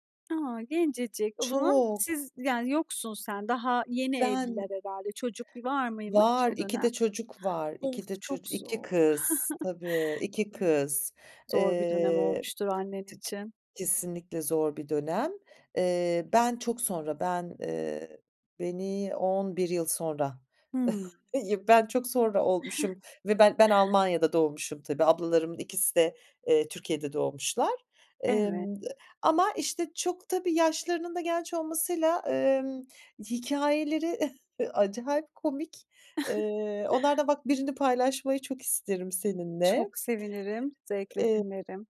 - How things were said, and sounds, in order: other background noise; chuckle; chuckle; chuckle; tapping; chuckle
- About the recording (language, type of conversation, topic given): Turkish, podcast, Aile büyüklerinizin anlattığı hikâyelerden birini paylaşır mısınız?